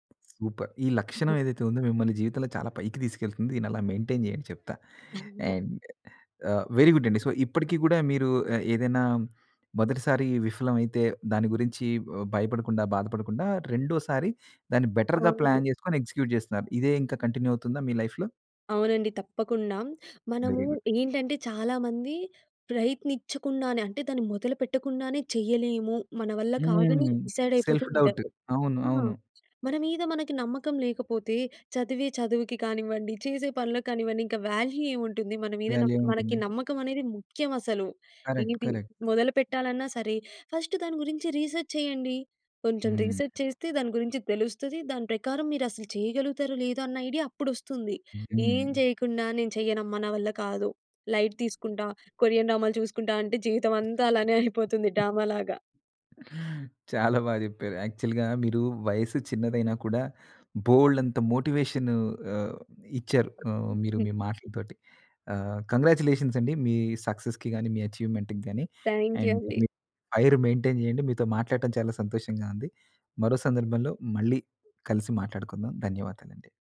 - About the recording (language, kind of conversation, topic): Telugu, podcast, ఒకసారి విఫలమైన తర్వాత మీరు మళ్లీ ప్రయత్నించి సాధించిన అనుభవాన్ని చెప్పగలరా?
- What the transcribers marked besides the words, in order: other background noise; in English: "సూపర్"; other noise; in English: "మెయింటైన్"; in English: "అండ్"; in English: "వెరీ గుడ్"; tapping; in English: "సో"; in English: "బెటర్‌గా ప్లాన్"; in English: "ఎగ్జిక్యూట్"; in English: "కంటిన్యూ"; in English: "లైఫ్‌లో?"; in English: "వెరీ గుడ్"; in English: "సెల్ఫ్ డౌట్"; in English: "వాల్యూ"; in English: "వాల్యూ"; in English: "ఫస్ట్"; in English: "కరెక్ట్. కరెక్ట్"; in English: "రీసర్చ్"; in English: "రీసర్చ్"; in English: "లైట్"; gasp; giggle; in English: "యాక్చువల్‌గా"; in English: "మోటివేషన్"; in English: "కంగ్రాచ్యులేషన్స్"; in English: "సక్సెస్‌కి"; in English: "అచీవ్మెంట్‌కి"; in English: "అండ్"; in English: "ఫైర్ మెయింటైన్"; in English: "థాంక్యూ"